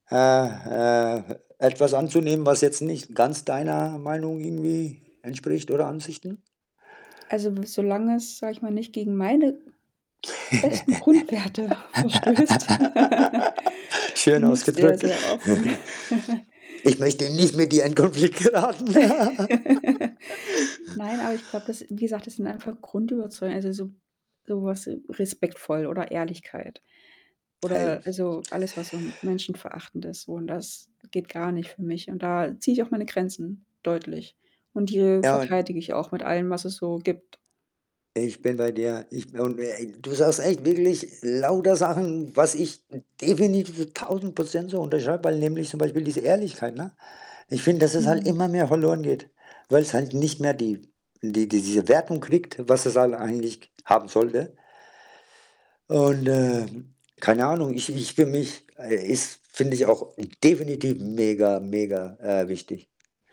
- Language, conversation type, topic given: German, unstructured, Wann bist du bereit, bei deinen Überzeugungen Kompromisse einzugehen?
- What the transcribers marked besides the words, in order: distorted speech; other background noise; laugh; laughing while speaking: "festen Grundwerte verstößt"; chuckle; giggle; giggle; laughing while speaking: "in Konflikt geraten"; laugh; laugh; tapping; unintelligible speech